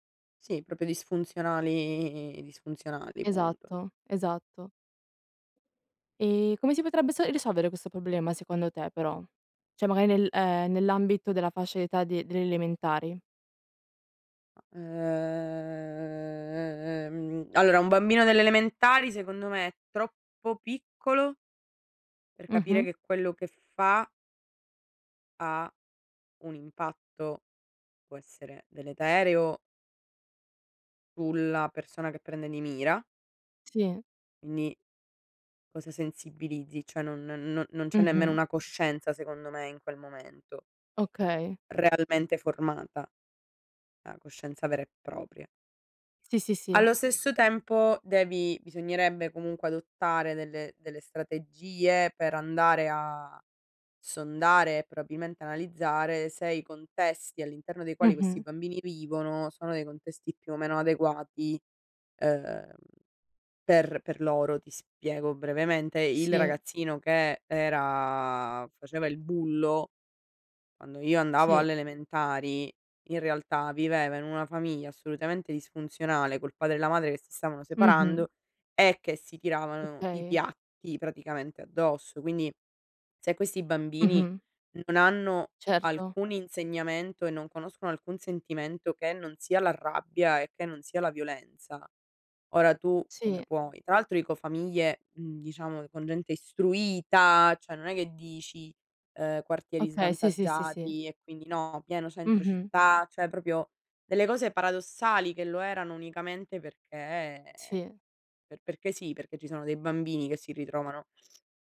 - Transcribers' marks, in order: "proprio" said as "propio"; "Cioè" said as "ceh"; other background noise; drawn out: "Uhm"; "deleterio" said as "deletereo"; "Quindi" said as "quinni"; "Cioè" said as "ceh"; "probabilmente" said as "proabilmente"; "quindi" said as "quinni"; "cioè" said as "ceh"; "Cioè" said as "ceh"; "proprio" said as "propio"
- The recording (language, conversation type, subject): Italian, unstructured, Come si può combattere il bullismo nelle scuole?